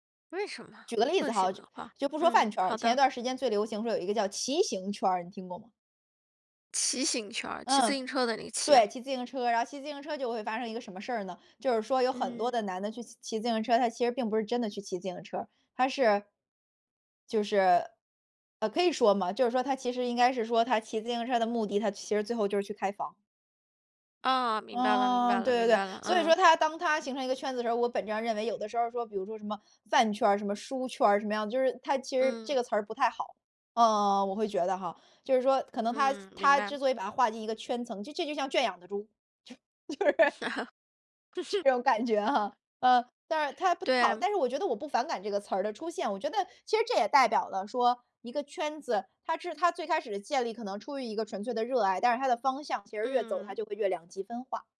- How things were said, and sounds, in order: other background noise; laughing while speaking: "就是"; laugh
- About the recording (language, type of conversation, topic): Chinese, podcast, 粉丝文化为什么这么有力量？